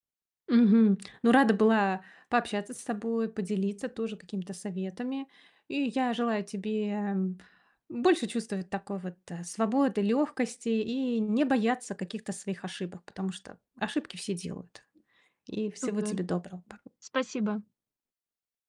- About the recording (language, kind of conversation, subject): Russian, advice, Почему я чувствую себя одиноко на вечеринках и праздниках?
- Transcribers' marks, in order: none